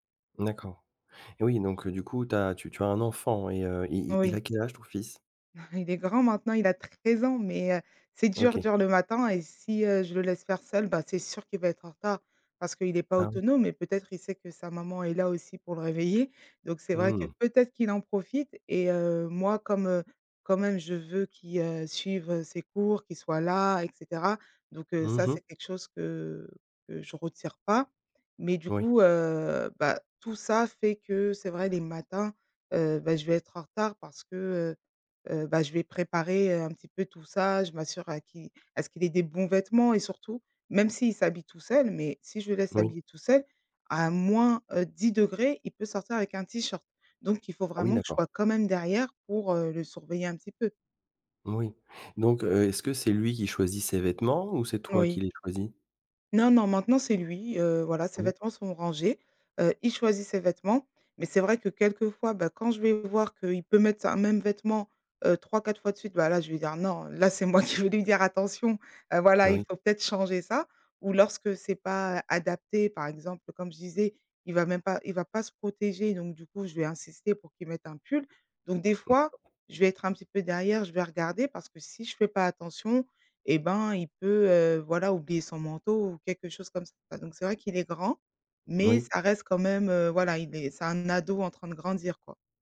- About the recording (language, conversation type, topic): French, advice, Pourquoi ma routine matinale chaotique me fait-elle commencer la journée en retard ?
- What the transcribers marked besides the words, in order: chuckle; tapping